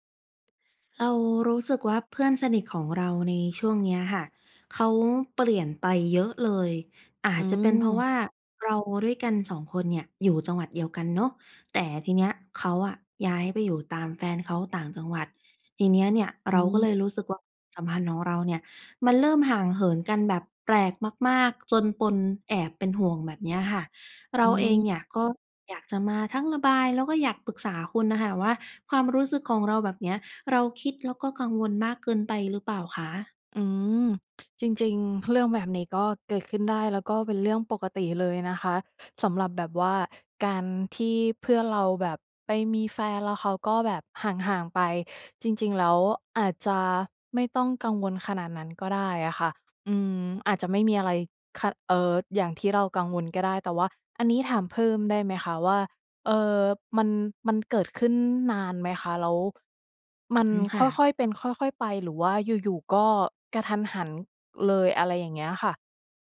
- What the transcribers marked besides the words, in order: other background noise; tapping
- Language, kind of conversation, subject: Thai, advice, เพื่อนสนิทของคุณเปลี่ยนไปอย่างไร และความสัมพันธ์ของคุณกับเขาหรือเธอเปลี่ยนไปอย่างไรบ้าง?